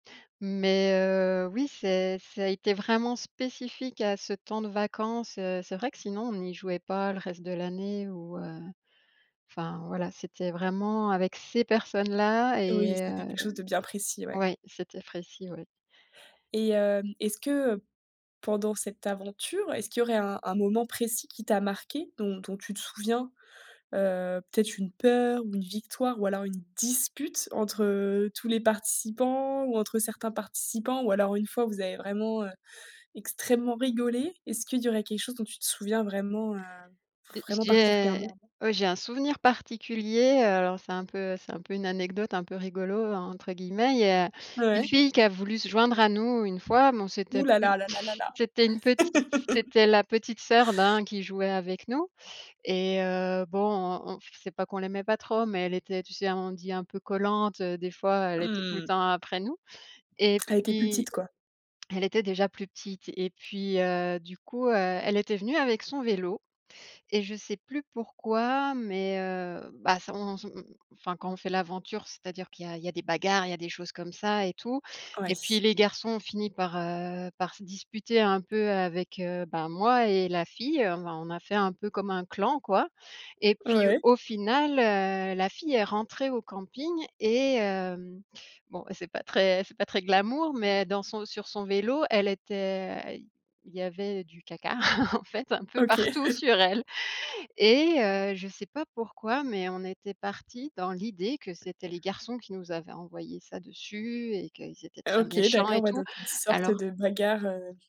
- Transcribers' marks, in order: stressed: "ces"; other background noise; stressed: "dispute"; background speech; laugh; tapping; chuckle; laughing while speaking: "en fait, un peu partout sur elle"; chuckle
- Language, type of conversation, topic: French, podcast, Quelle aventure inventais-tu quand tu jouais dehors ?